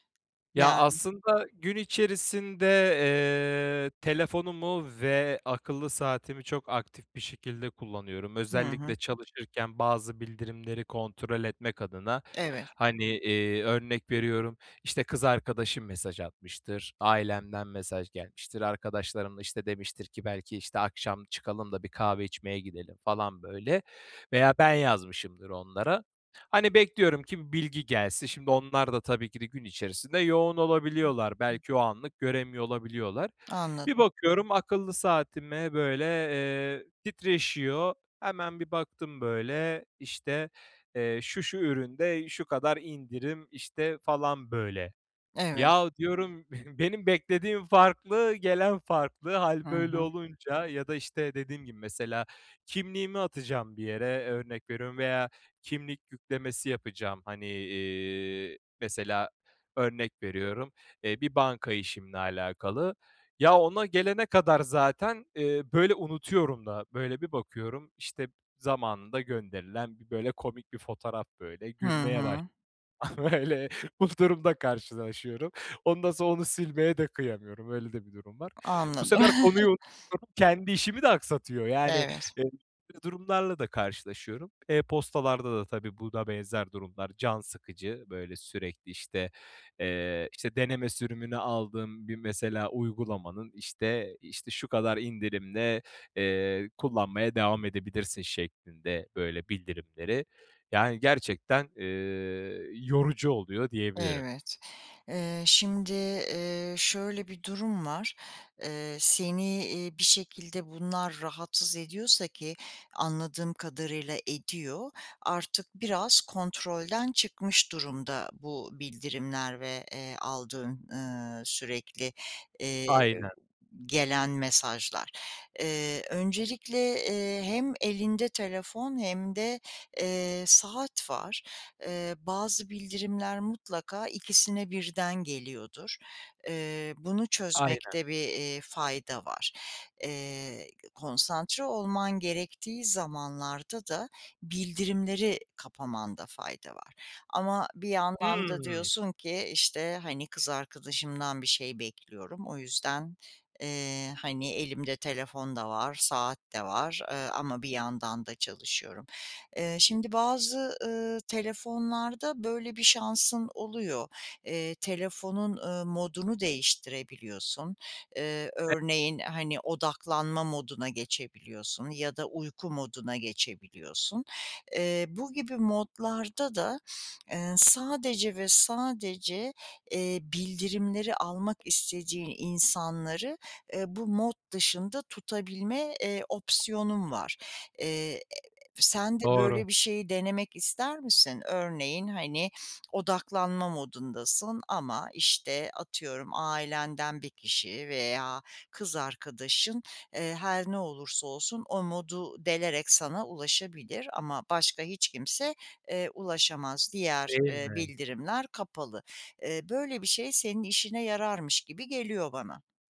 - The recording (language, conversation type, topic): Turkish, advice, E-postalarımı, bildirimlerimi ve dosyalarımı düzenli ve temiz tutmanın basit yolları nelerdir?
- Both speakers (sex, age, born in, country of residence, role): female, 55-59, Turkey, United States, advisor; male, 25-29, Turkey, Bulgaria, user
- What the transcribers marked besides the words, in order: unintelligible speech; laughing while speaking: "Böyle, bu durumla karşılaşıyorum"; chuckle; unintelligible speech